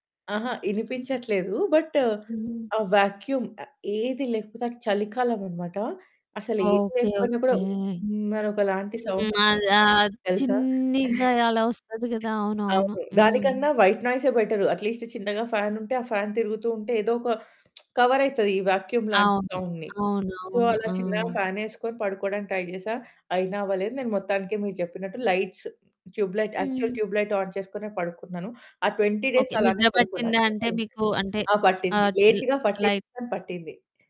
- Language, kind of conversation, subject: Telugu, podcast, మీ మొట్టమొదటి ఒంటరి రాత్రి మీకు ఎలా అనిపించింది?
- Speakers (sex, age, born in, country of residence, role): female, 30-34, India, India, guest; female, 30-34, India, India, host
- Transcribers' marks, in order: in English: "బట్"; in English: "వాక్యూమ్"; distorted speech; in English: "సౌండ్"; chuckle; other background noise; in English: "వైట్"; in English: "బెటర్. అట్లీస్ట్"; in English: "ఫాన్"; in English: "ఫాన్"; in English: "కవర్"; in English: "వాక్యూమ్"; in English: "సౌండ్‌ని. సో"; in English: "ట్రై"; in English: "లైట్స్, ట్యూబ్ లైట్, యాక్చువల్ ట్యూబ్ లైట్ ఆన్"; in English: "ట్వెంటీ డేస్"; unintelligible speech; in English: "లేట్‌గా"; in English: "లైక్"